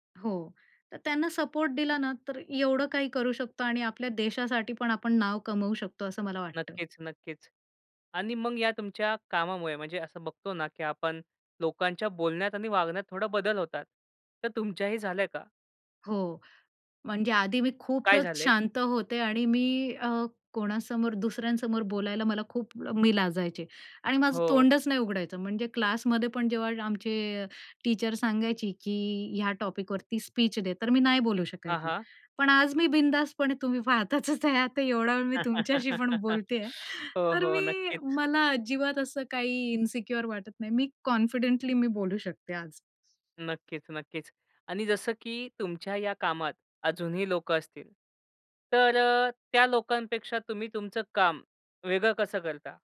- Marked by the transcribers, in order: in English: "टीचर"; in English: "टॉपिक"; in English: "स्पीच"; laughing while speaking: "पाहताच आहे ते एवढा वेळ मी तुमच्याशी पण बोलतेय"; laugh; in English: "इन्सिक्युअर"; in English: "कॉन्फिडेंटली"
- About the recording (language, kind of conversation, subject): Marathi, podcast, तुमच्या कामामुळे तुमची ओळख कशी बदलली आहे?